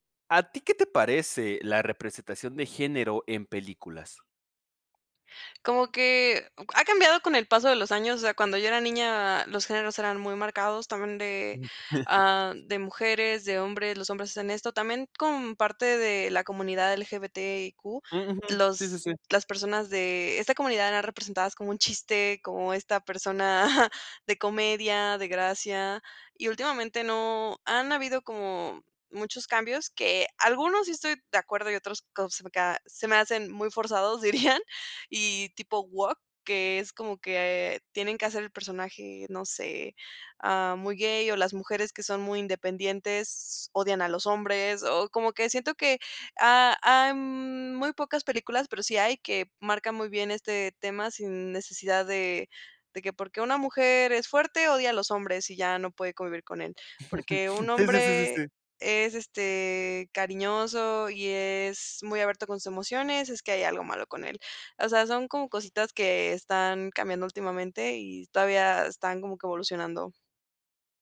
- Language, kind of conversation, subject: Spanish, podcast, ¿Qué opinas de la representación de género en las películas?
- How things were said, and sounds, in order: chuckle; other background noise; laughing while speaking: "chiste"; chuckle; tapping; laughing while speaking: "dirían"; chuckle